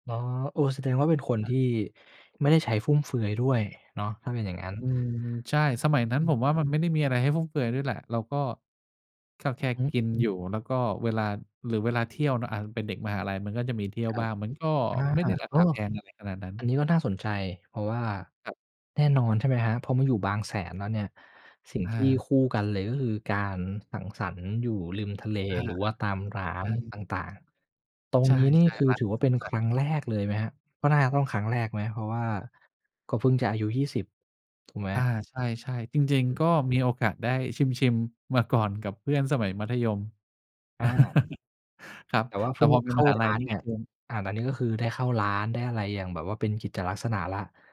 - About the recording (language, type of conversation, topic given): Thai, podcast, ตอนที่เริ่มอยู่คนเดียวครั้งแรกเป็นยังไงบ้าง
- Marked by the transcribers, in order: other background noise; chuckle; "เพิ่ง" said as "ฟึ่ง"